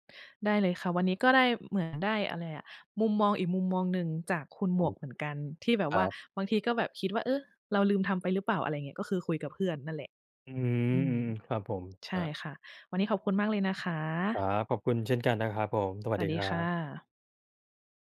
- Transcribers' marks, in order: none
- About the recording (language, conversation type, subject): Thai, unstructured, คุณรับมือกับความเศร้าอย่างไร?